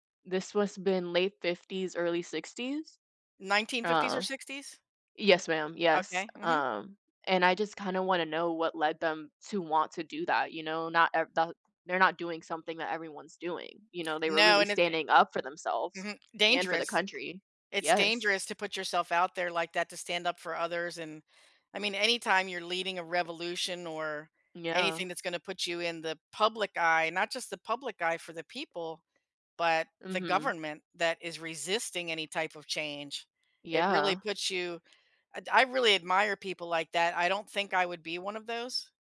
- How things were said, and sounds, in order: other background noise
- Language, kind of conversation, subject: English, unstructured, What do you think you could learn from meeting someone famous today versus someone from history?
- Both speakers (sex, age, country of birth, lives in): female, 20-24, Dominican Republic, United States; female, 60-64, United States, United States